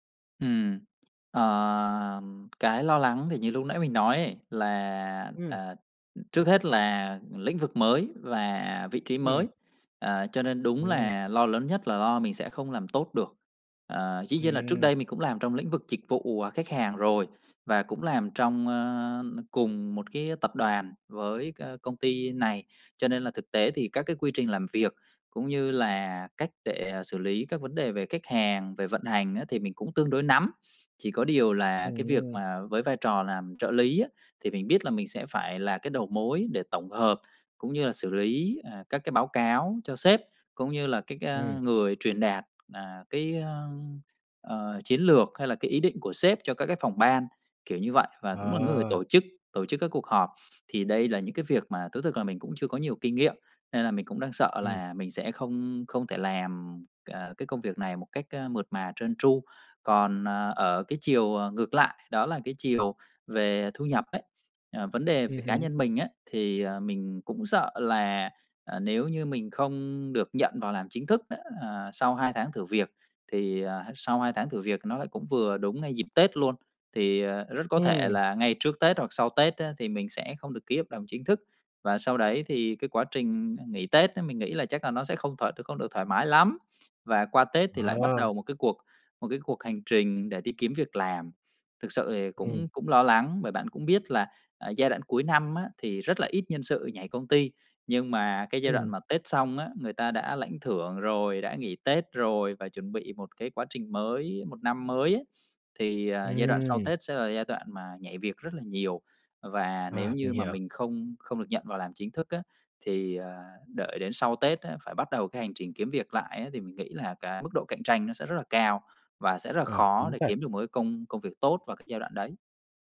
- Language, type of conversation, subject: Vietnamese, advice, Làm sao để vượt qua nỗi e ngại thử điều mới vì sợ mình không giỏi?
- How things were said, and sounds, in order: tapping